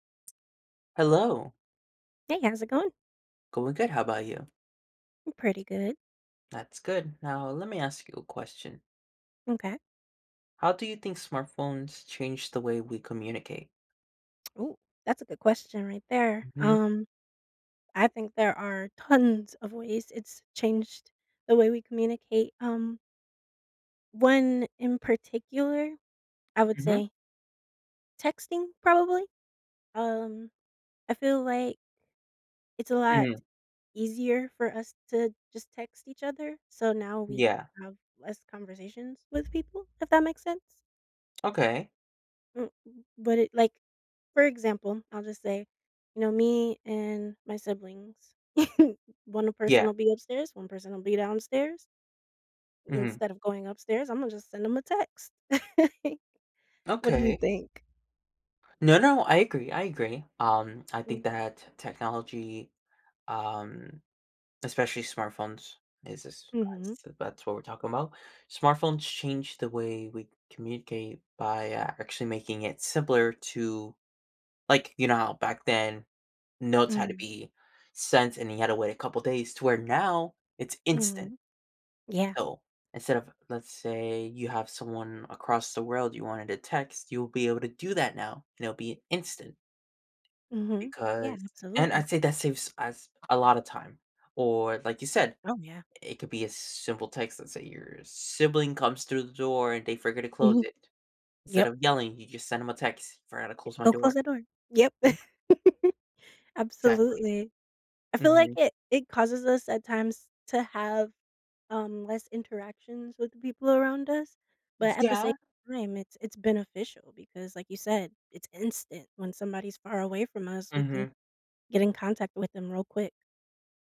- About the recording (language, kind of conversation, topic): English, unstructured, How have smartphones changed the way we communicate?
- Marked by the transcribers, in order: tapping; stressed: "tons"; other background noise; chuckle; chuckle; unintelligible speech; stressed: "now"; stressed: "instant"; chuckle; unintelligible speech